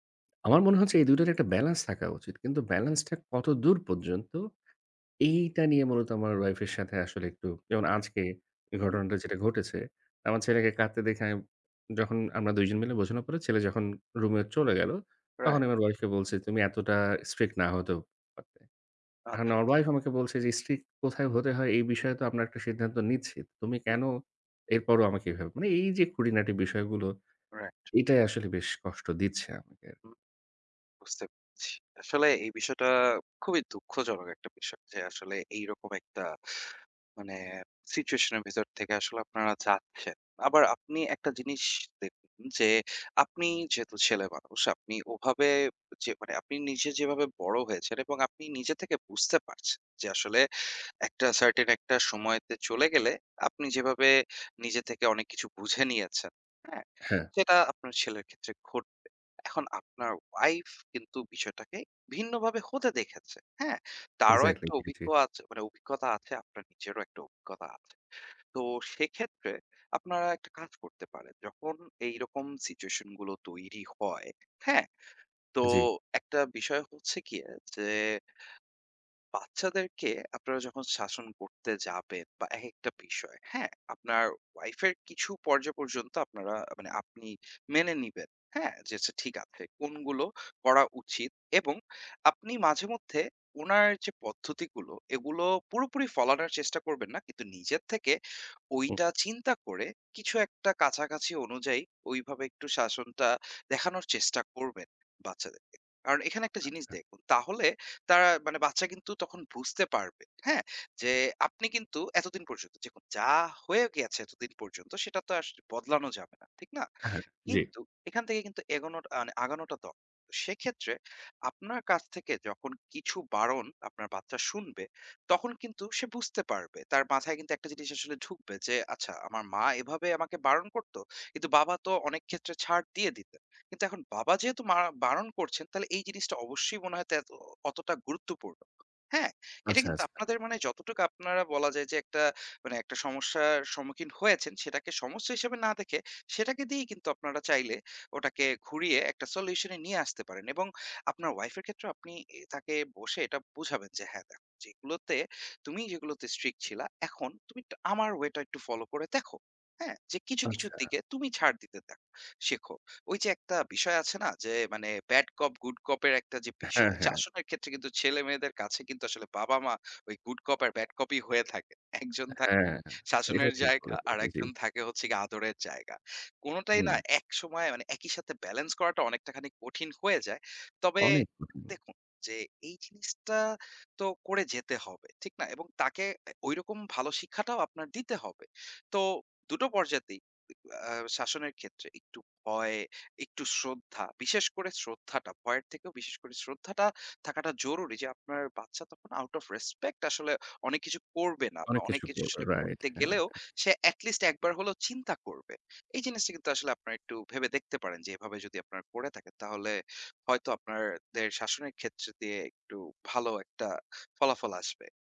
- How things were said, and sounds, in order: tapping; stressed: "এইটা"; "রাইট" said as "রাই"; other background noise; in English: "certain"; "মানে" said as "আনে"; unintelligible speech; in English: "out of respect"
- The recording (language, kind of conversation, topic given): Bengali, advice, সন্তানদের শাস্তি নিয়ে পিতামাতার মধ্যে মতবিরোধ হলে কীভাবে সমাধান করবেন?